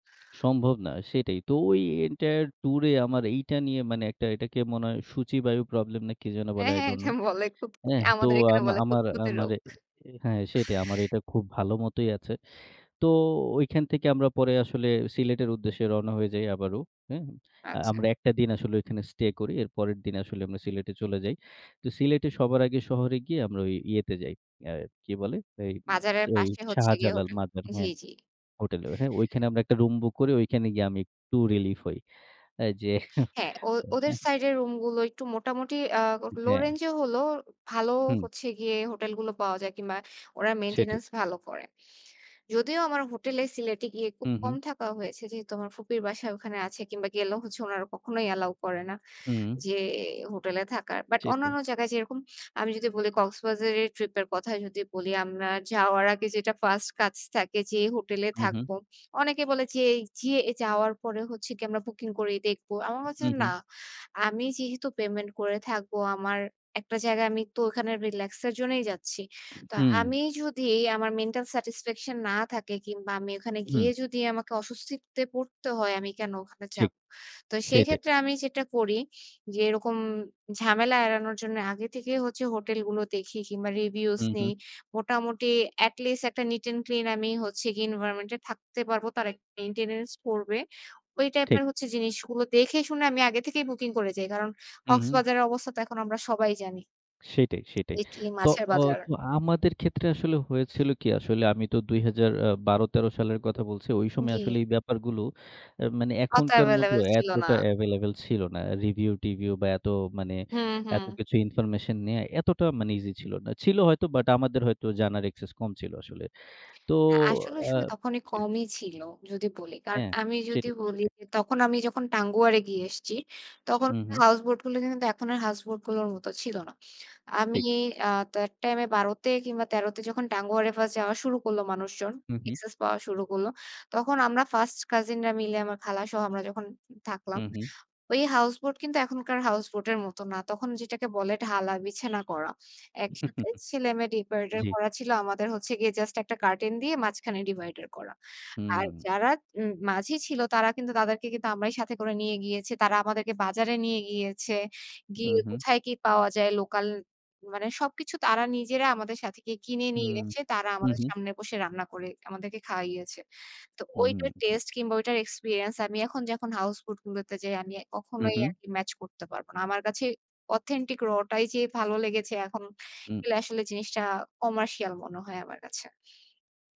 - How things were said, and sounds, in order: tapping; "ট্যুর" said as "টুর"; laughing while speaking: "অ্যা হ্যাঁ এটা বলে খুঁতখুঁতে। আমাদের এখানে বলে খুঁতখুঁতে রোগ"; other background noise; lip smack; laughing while speaking: "এই যে"; unintelligible speech; "হলেও" said as "হলো"; "ইজি" said as "ইসি"; horn; chuckle
- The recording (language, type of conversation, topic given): Bengali, unstructured, আপনি সর্বশেষ কোথায় বেড়াতে গিয়েছিলেন?